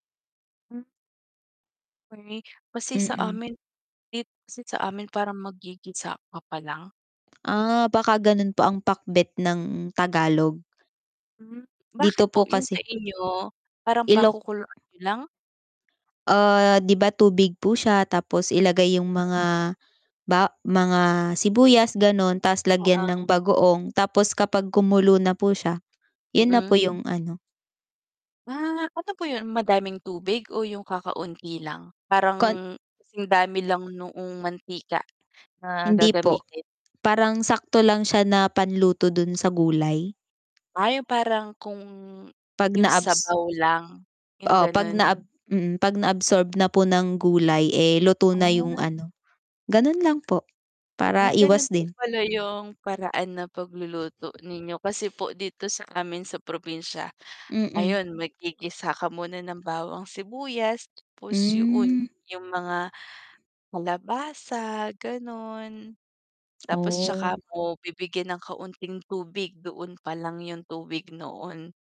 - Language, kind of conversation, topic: Filipino, unstructured, Paano mo isinasama ang masusustansiyang pagkain sa iyong pang-araw-araw na pagkain?
- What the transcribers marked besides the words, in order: unintelligible speech; static; distorted speech; other background noise; drawn out: "Hmm"; tapping; "'yon" said as "yoon"; tongue click